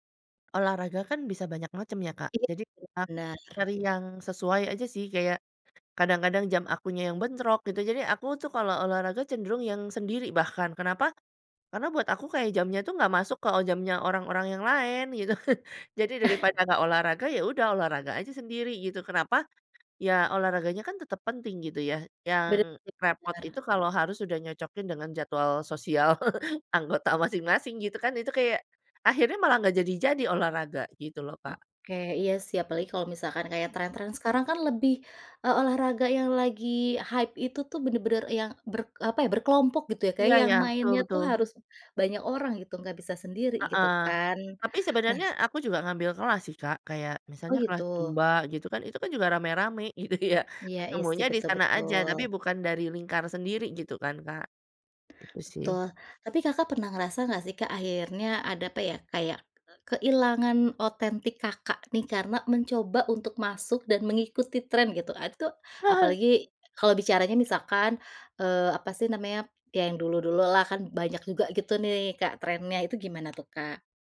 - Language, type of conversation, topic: Indonesian, podcast, Seberapa penting menurutmu mengikuti tren agar tetap autentik?
- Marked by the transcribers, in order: unintelligible speech; tapping; chuckle; chuckle; in English: "hype"; laughing while speaking: "gitu ya"